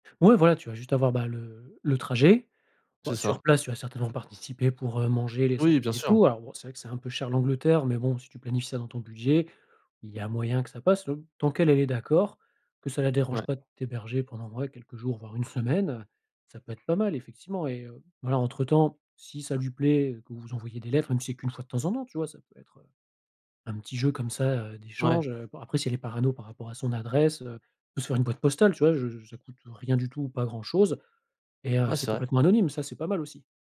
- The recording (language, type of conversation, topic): French, advice, Comment puis-je rester proche de mon partenaire malgré une relation à distance ?
- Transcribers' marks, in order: other background noise